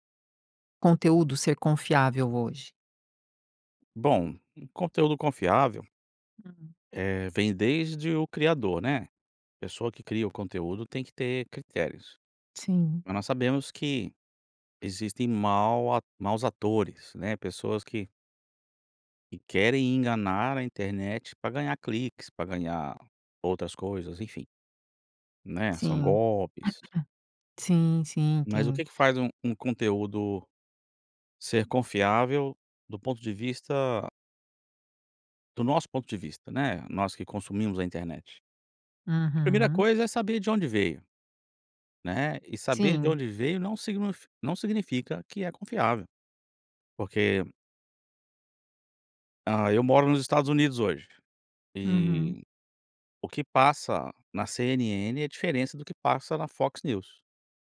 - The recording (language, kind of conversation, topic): Portuguese, podcast, O que faz um conteúdo ser confiável hoje?
- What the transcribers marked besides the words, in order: throat clearing